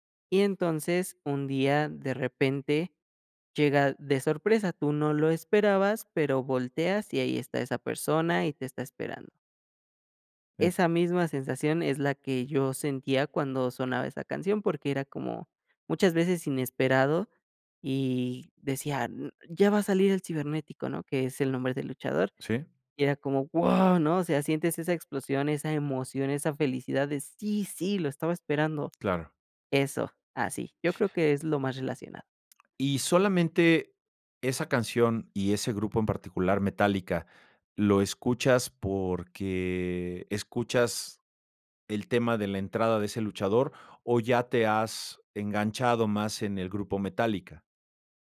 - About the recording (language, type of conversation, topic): Spanish, podcast, ¿Cuál es tu canción favorita y por qué?
- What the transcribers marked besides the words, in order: put-on voice: "¡guau!"; other background noise